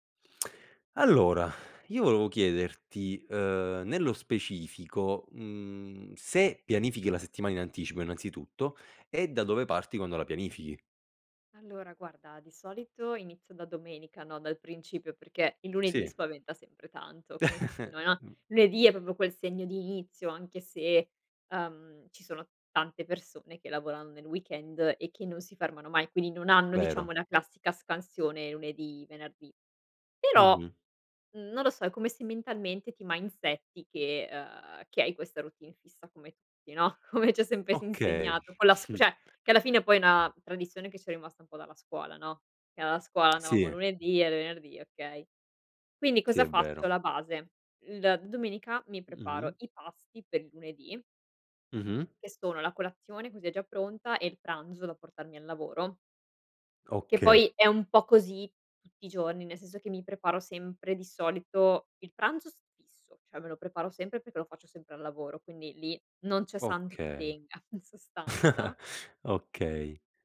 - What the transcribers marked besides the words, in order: chuckle; "proprio" said as "probo"; in English: "mindsetti"; "tutti" said as "tti"; laughing while speaking: "come ci ha sempe si insegnato"; "sempre" said as "sempe"; chuckle; "cioé" said as "ceh"; other background noise; laughing while speaking: "in sostanza"; chuckle
- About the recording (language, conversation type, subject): Italian, podcast, Come pianifichi la tua settimana in anticipo?